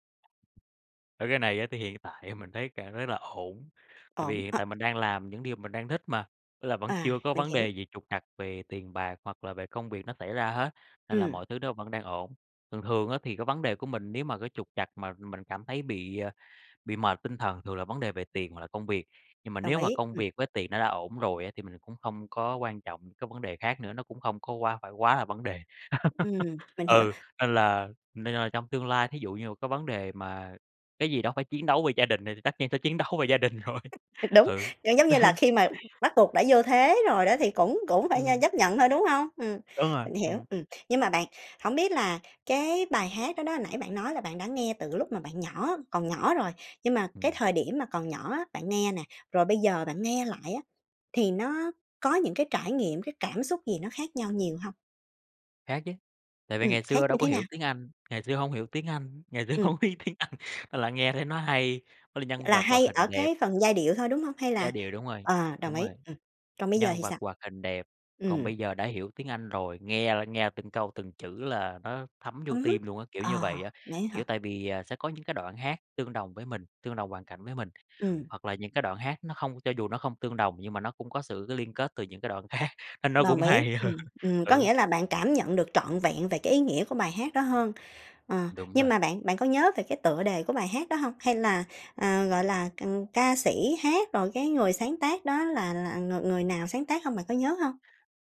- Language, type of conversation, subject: Vietnamese, podcast, Bài hát nào bạn thấy như đang nói đúng về con người mình nhất?
- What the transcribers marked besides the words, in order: other background noise; laugh; laughing while speaking: "đấu"; laughing while speaking: "rồi"; other noise; laugh; tapping; laughing while speaking: "hổng biết tiếng Anh"; laughing while speaking: "khác"; laughing while speaking: "hơn"